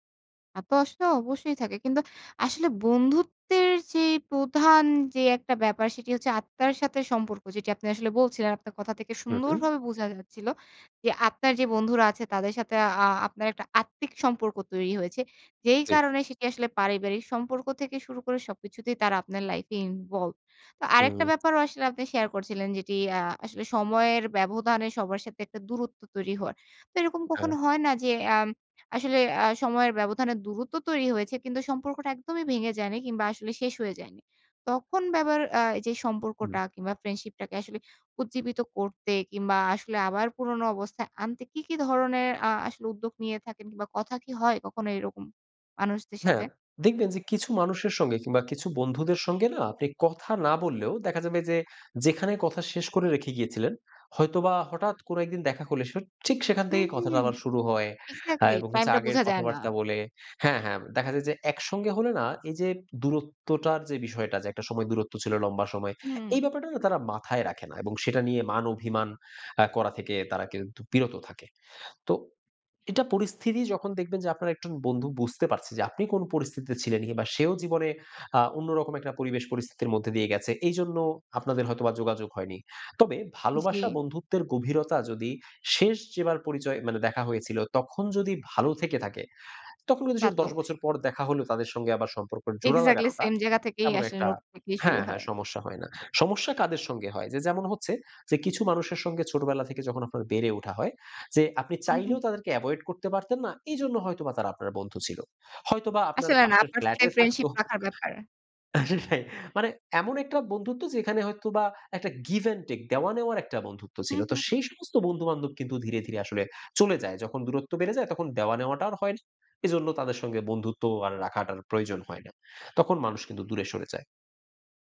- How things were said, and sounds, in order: other background noise; in English: "involved"; "আবার" said as "বাবার"; "জোড়া" said as "জুড়া"; in English: "এভয়েড"; chuckle; laughing while speaking: "রাইট"; in English: "give and take"
- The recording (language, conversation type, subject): Bengali, podcast, পুরনো ও নতুন বন্ধুত্বের মধ্যে ভারসাম্য রাখার উপায়